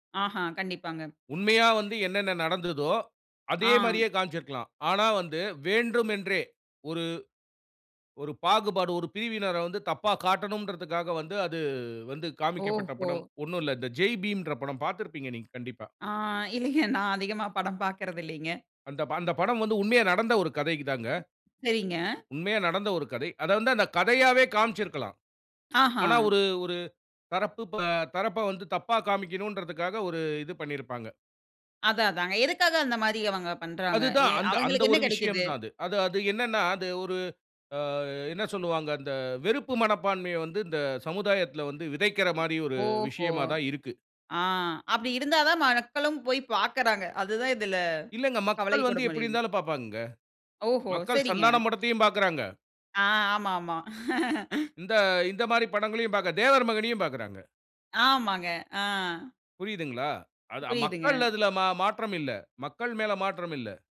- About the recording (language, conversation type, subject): Tamil, podcast, சினிமா நம்ம சமூகத்தை எப்படி பிரதிபலிக்கிறது?
- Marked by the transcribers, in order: "காமிச்சு இருக்கலாம்" said as "காம்ச்சிருக்கலாம்"; laughing while speaking: "இல்லிங்க"; "கதை" said as "கதைக்கு"; other noise; "காமிச்சு இருக்கலாம்" said as "காம்ச்சிருக்கலாம்"; unintelligible speech; chuckle